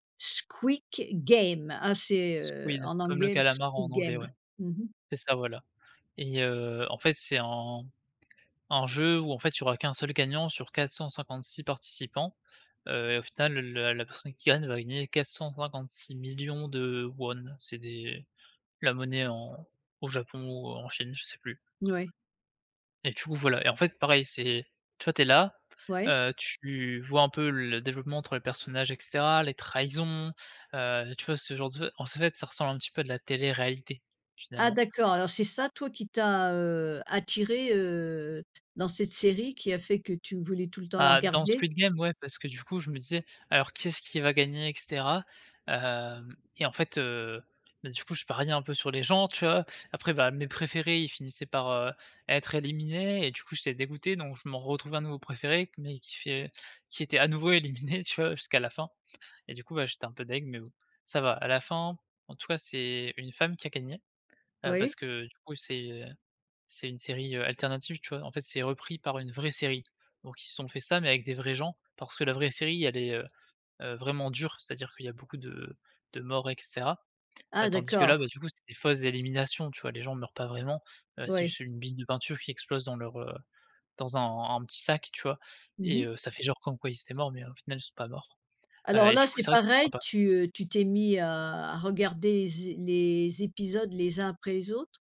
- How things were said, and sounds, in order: in English: "Squid"; other background noise; laughing while speaking: "éliminé"; tapping
- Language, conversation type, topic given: French, podcast, Quelle série t'a fait enchaîner les épisodes toute la nuit ?